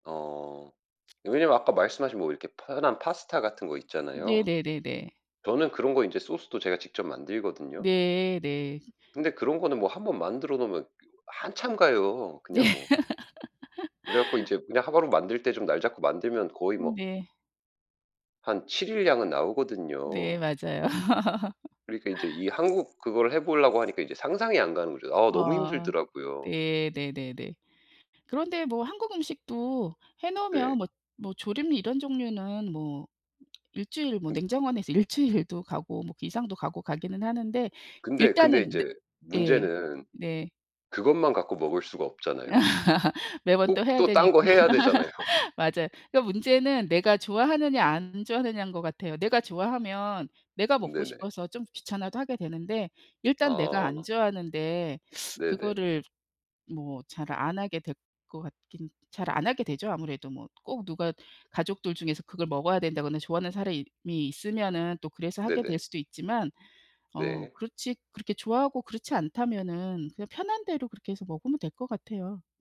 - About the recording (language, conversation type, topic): Korean, unstructured, 가장 기억에 남는 가족 식사는 언제였나요?
- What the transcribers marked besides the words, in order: other noise; laughing while speaking: "네"; laugh; laugh; laughing while speaking: "일 주일도"; laugh; laughing while speaking: "되잖아요"; teeth sucking; "사라이 미" said as "사람이"